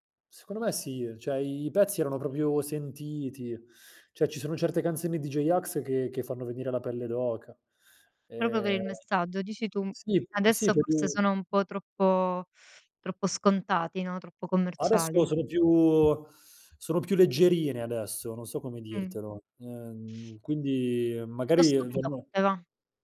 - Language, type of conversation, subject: Italian, podcast, Qual è la colonna sonora della tua adolescenza?
- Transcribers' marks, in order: "cioè" said as "ceh"; "proprio" said as "propio"; "cioè" said as "ceh"; "Proprio" said as "propo"; unintelligible speech; inhale; other background noise